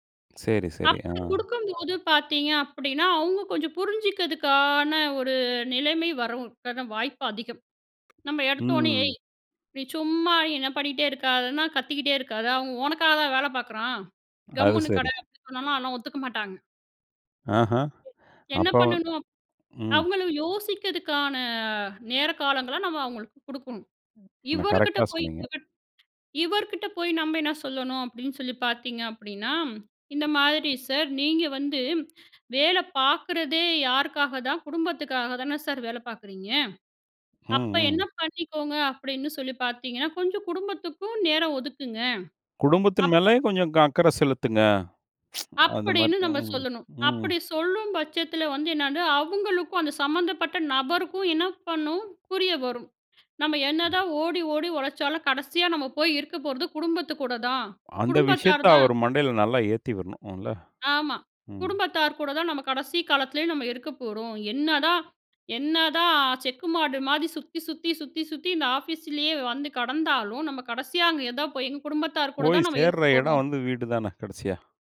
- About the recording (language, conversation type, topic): Tamil, podcast, குடும்பமும் வேலையும்—நீங்கள் எதற்கு முன்னுரிமை கொடுக்கிறீர்கள்?
- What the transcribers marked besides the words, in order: other background noise; background speech; other noise